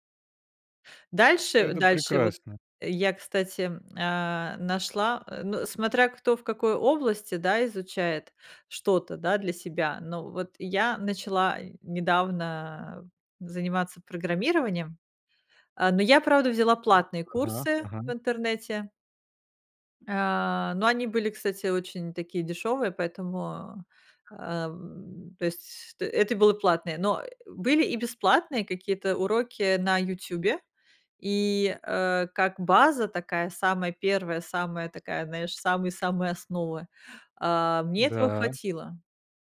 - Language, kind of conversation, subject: Russian, podcast, Где искать бесплатные возможности для обучения?
- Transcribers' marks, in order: none